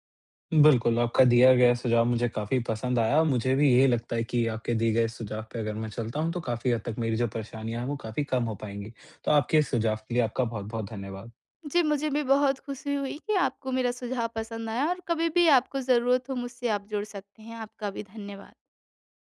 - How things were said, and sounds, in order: none
- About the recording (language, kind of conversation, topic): Hindi, advice, सोने से पहले रोज़मर्रा की चिंता और तनाव जल्दी कैसे कम करूँ?